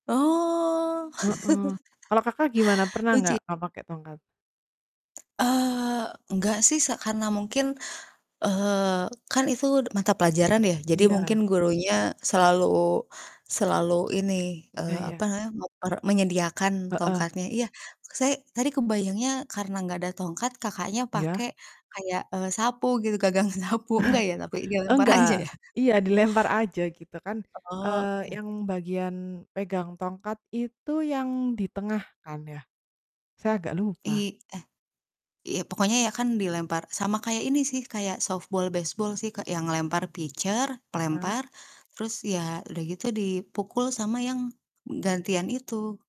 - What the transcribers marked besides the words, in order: drawn out: "Oh"; laugh; distorted speech; laughing while speaking: "gagang"; chuckle; laughing while speaking: "aja ya"; in English: "pitcher"
- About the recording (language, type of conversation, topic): Indonesian, unstructured, Apa olahraga favoritmu saat kamu masih kecil?